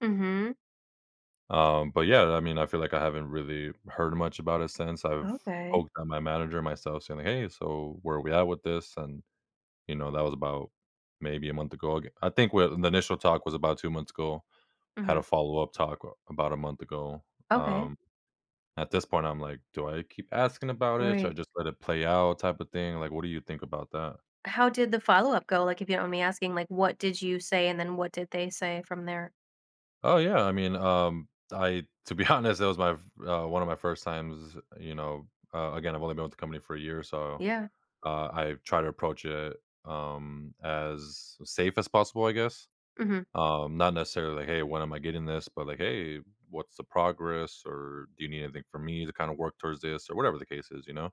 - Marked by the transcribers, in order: other background noise; laughing while speaking: "to be honest"
- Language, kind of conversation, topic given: English, advice, How can I position myself for a promotion at my company?